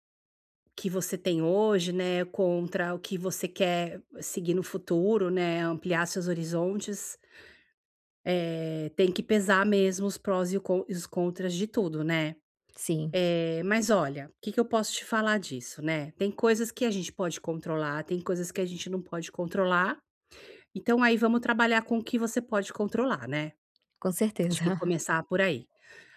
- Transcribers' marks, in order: tapping
- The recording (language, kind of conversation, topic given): Portuguese, advice, Como posso lidar com a incerteza durante uma grande transição?